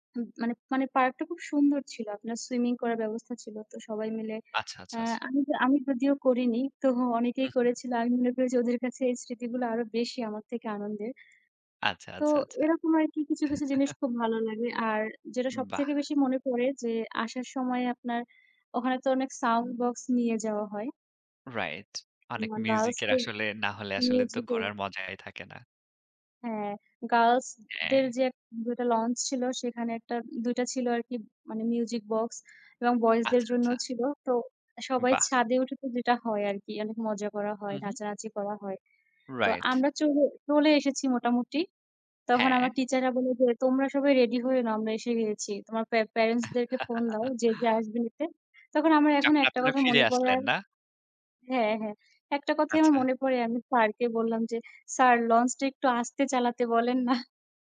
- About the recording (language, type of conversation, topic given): Bengali, unstructured, আপনি ছোটবেলায় কোন স্মৃতিটিকে সবচেয়ে মধুর বলে মনে করেন?
- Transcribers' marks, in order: other background noise; tapping; chuckle; laugh; laughing while speaking: "বলেন না"